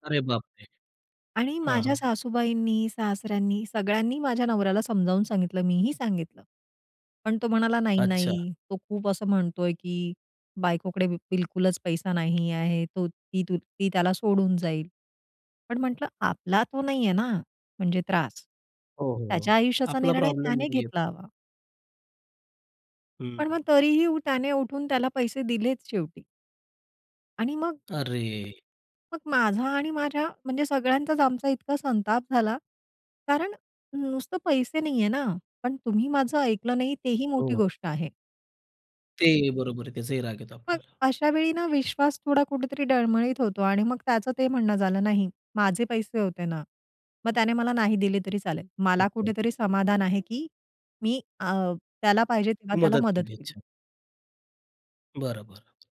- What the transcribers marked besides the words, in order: other background noise
- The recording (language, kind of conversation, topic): Marathi, podcast, घरात आर्थिक निर्णय तुम्ही एकत्र कसे घेता?